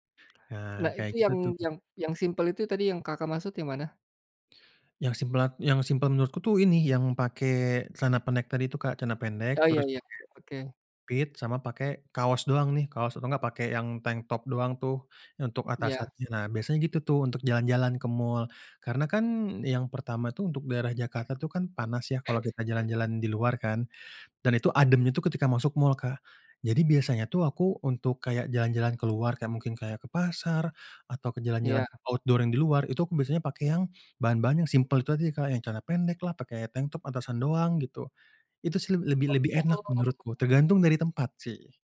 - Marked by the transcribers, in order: other background noise; tapping; in English: "outdoor"
- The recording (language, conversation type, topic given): Indonesian, podcast, Gaya pakaian seperti apa yang membuat kamu lebih percaya diri?